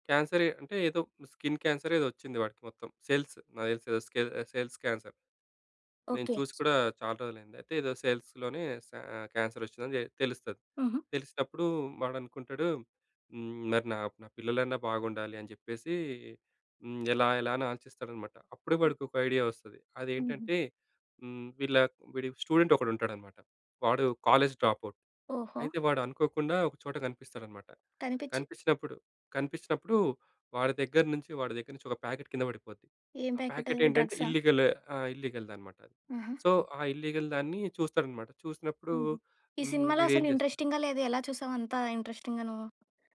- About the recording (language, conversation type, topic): Telugu, podcast, డిజిటల్ డివైడ్‌ను ఎలా తగ్గించాలి?
- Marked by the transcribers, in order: in English: "స్కిన్ క్యాన్సర్"; in English: "సెల్స్"; in English: "సెల్స్ క్యాన్సర్"; other background noise; in English: "సెల్స్"; in English: "క్యాన్సర్"; in English: "ఐడియా"; in English: "స్టూడెంట్"; in English: "కాలేజ్ డ్రాపౌట్"; in English: "ప్యాకెట్"; in English: "ప్యాకెట్"; in English: "ప్యాకెట్"; in English: "ఇల్లిగల్"; in English: "ఇల్లిగల్‌ది"; in English: "సో"; in English: "ఇల్లీగల్"; in English: "ఇంట్రెస్టింగ్‌గా"; in English: "ఇంట్రెస్టింగ్‌గా"